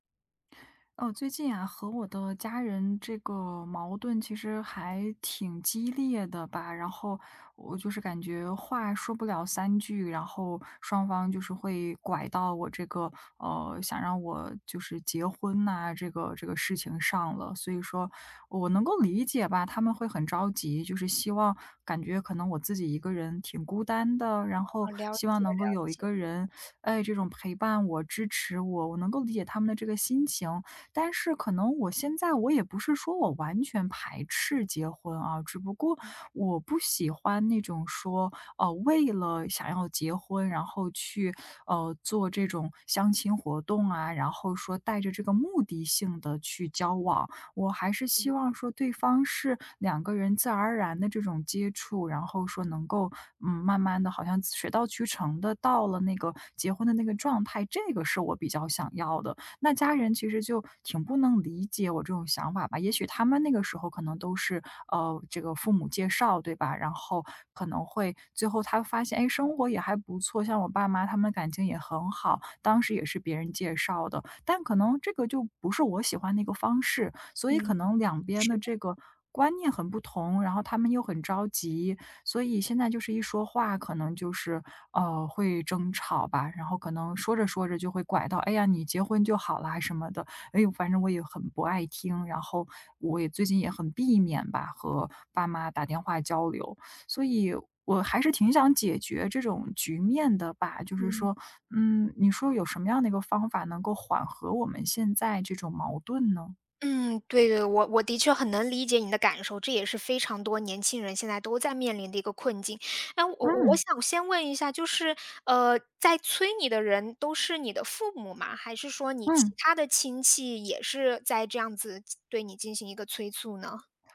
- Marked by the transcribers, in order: teeth sucking; other background noise
- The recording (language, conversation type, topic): Chinese, advice, 家人催婚